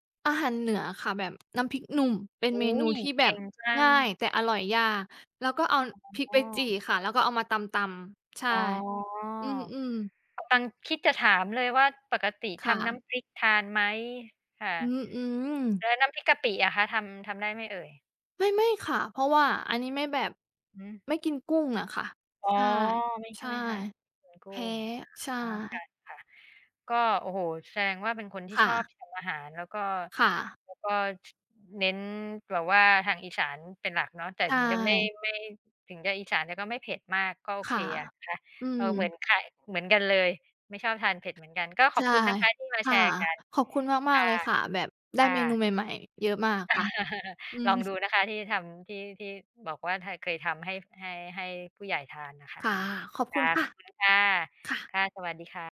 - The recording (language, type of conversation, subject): Thai, unstructured, คุณเคยลองทำอาหารตามสูตรใหม่ๆ บ้างไหม แล้วผลลัพธ์เป็นอย่างไร?
- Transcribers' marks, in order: laugh; laughing while speaking: "อือ"